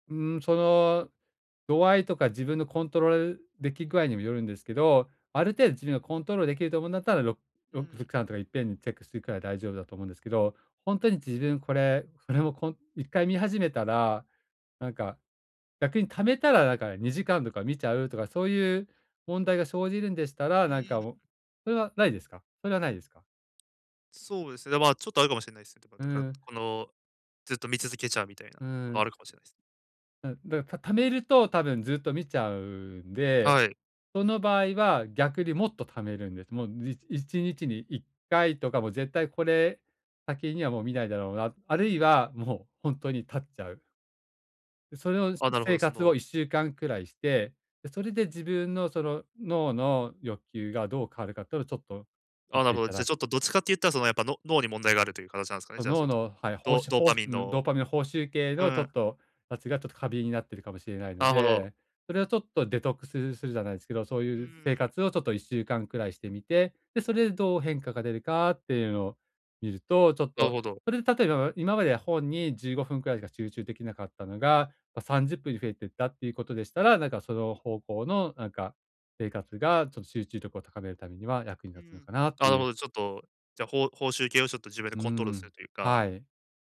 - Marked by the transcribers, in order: unintelligible speech; unintelligible speech
- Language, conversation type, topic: Japanese, advice, 視聴や読書中にすぐ気が散ってしまうのですが、どうすれば集中できますか？